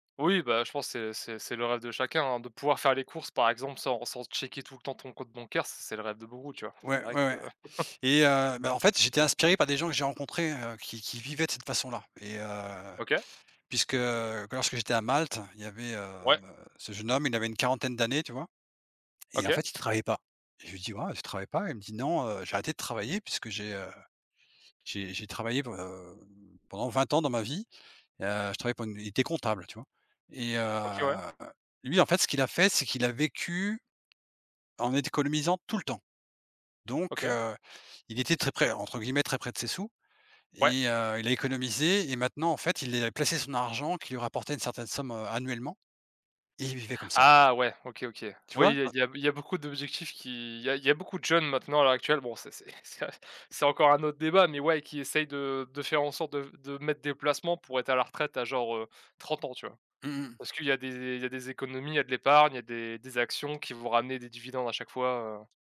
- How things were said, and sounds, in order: other background noise; chuckle; "économisant" said as "étconomisant"; laughing while speaking: "c'est ça"; tapping
- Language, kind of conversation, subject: French, unstructured, Quels rêves aimerais-tu réaliser dans les dix prochaines années ?